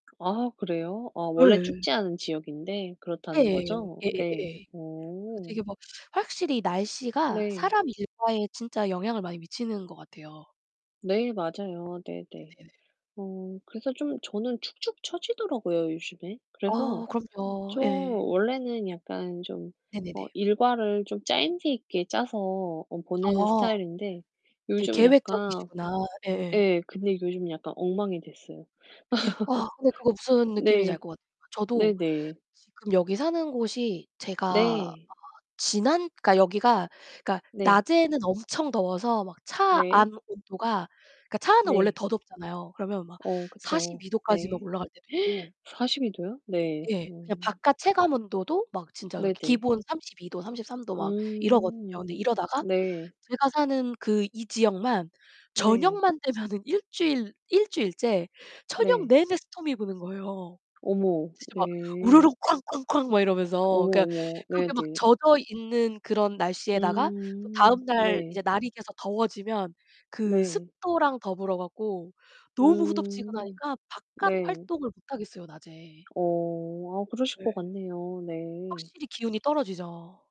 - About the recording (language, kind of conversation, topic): Korean, unstructured, 요즘 하루 일과를 어떻게 잘 보내고 계세요?
- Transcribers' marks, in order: other background noise; distorted speech; tapping; laugh; gasp